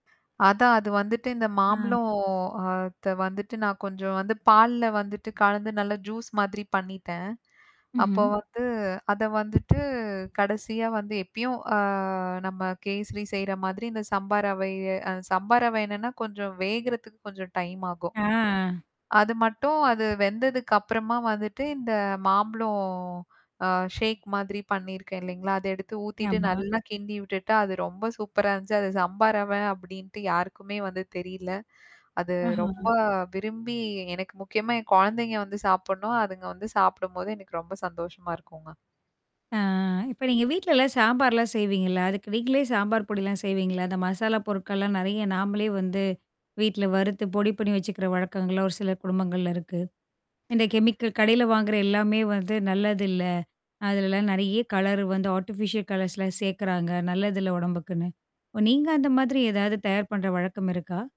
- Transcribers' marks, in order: drawn out: "மாம்பளம்"; background speech; tapping; drawn out: "அ"; drawn out: "ஆ"; drawn out: "மாம்பளம்"; in English: "ஷேக்"; other background noise; other noise; static; in English: "ஆட்டிபிஷியல்"
- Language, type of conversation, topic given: Tamil, podcast, ஒரு சாதாரண உணவின் சுவையை எப்படிச் சிறப்பாக உயர்த்தலாம்?